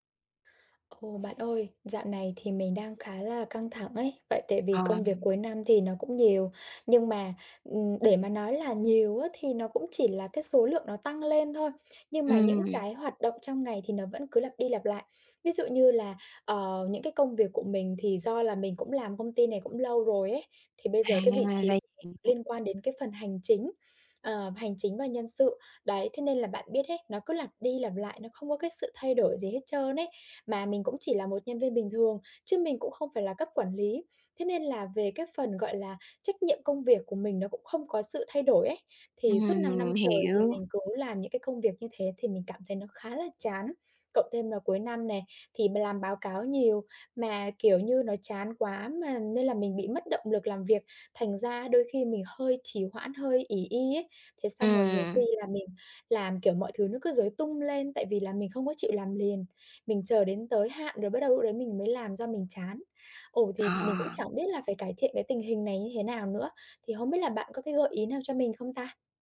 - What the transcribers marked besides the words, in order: other background noise; tapping
- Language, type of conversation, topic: Vietnamese, advice, Làm sao tôi có thể tìm thấy giá trị trong công việc nhàm chán hằng ngày?